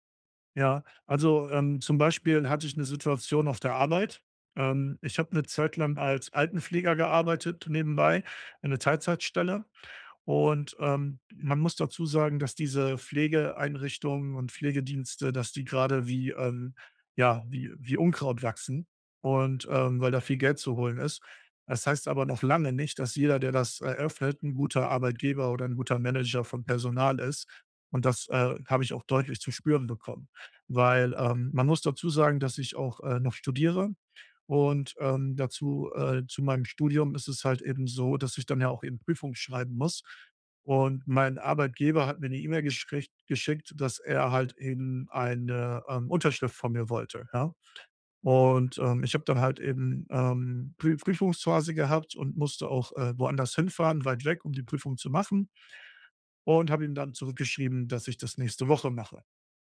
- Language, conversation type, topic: German, podcast, Wie gehst du damit um, wenn jemand deine Grenze ignoriert?
- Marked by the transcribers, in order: none